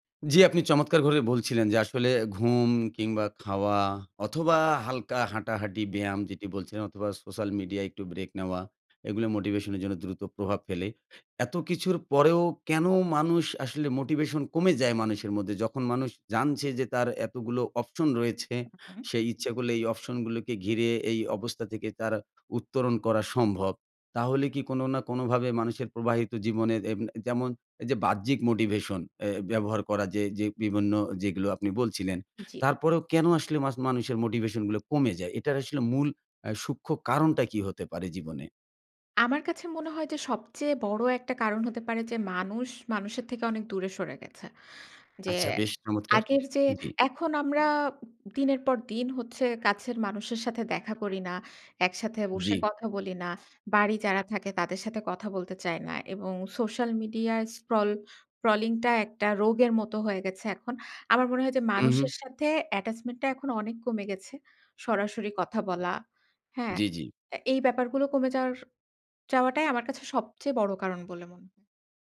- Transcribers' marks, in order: tapping; in English: "attachment"
- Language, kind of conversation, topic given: Bengali, podcast, মোটিভেশন কমে গেলে আপনি কীভাবে নিজেকে আবার উদ্দীপ্ত করেন?